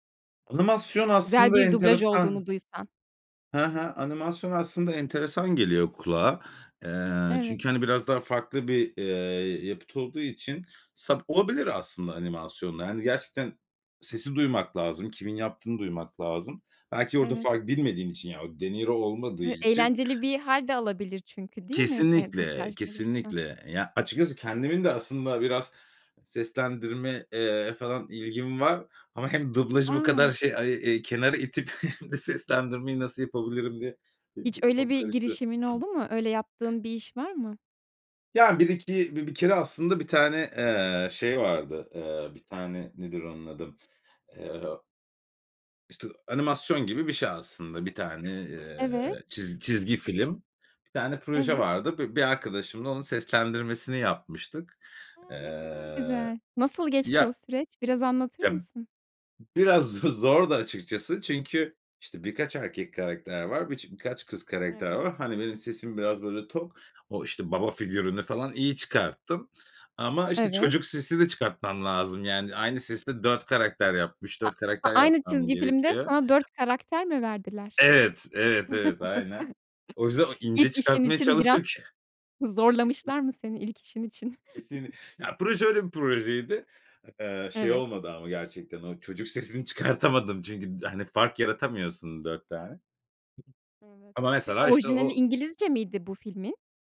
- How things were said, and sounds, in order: chuckle; laughing while speaking: "hem de"; other noise; laughing while speaking: "z zordu"; tapping; chuckle; chuckle; other background noise
- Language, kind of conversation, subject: Turkish, podcast, Dublaj mı yoksa altyazı mı tercih ediyorsun, neden?